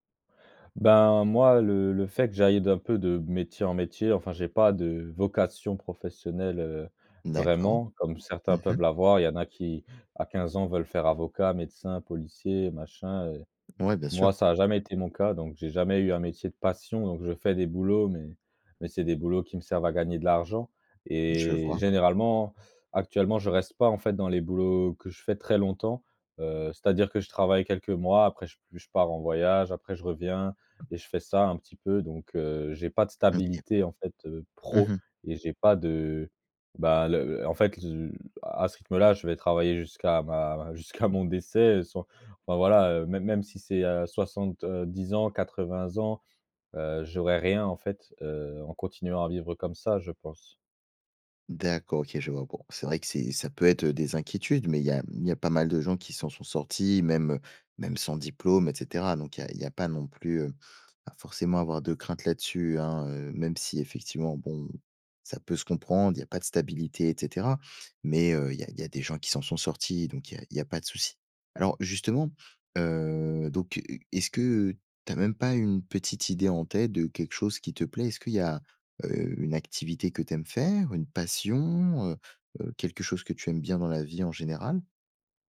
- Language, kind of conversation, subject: French, advice, Comment vous préparez-vous à la retraite et comment vivez-vous la perte de repères professionnels ?
- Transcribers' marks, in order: stressed: "passion"; tapping; stressed: "pro"; laughing while speaking: "jusqu'à"; stressed: "passion"